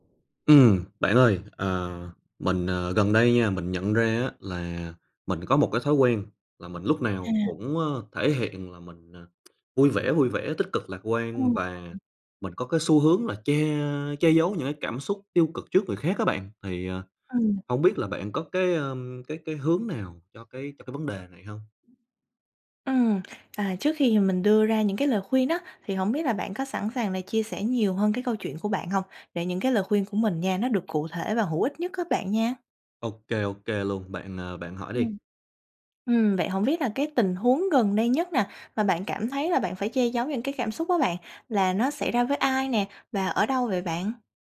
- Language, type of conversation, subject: Vietnamese, advice, Bạn cảm thấy áp lực phải luôn tỏ ra vui vẻ và che giấu cảm xúc tiêu cực trước người khác như thế nào?
- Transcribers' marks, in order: lip smack; other background noise; tapping